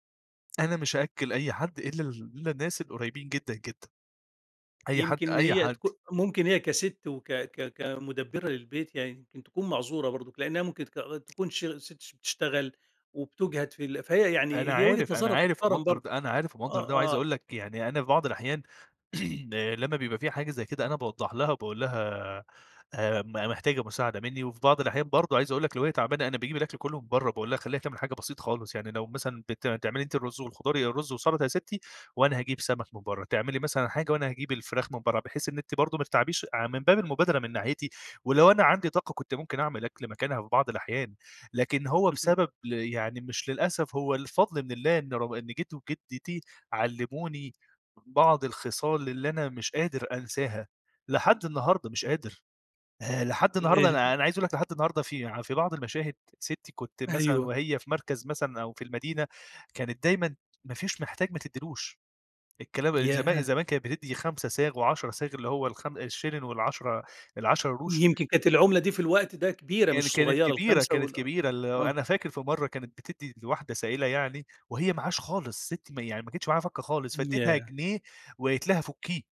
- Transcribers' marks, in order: tapping; throat clearing
- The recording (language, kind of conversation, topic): Arabic, podcast, إيه رأيك في دور الجدّين المفيد في تربية الأحفاد؟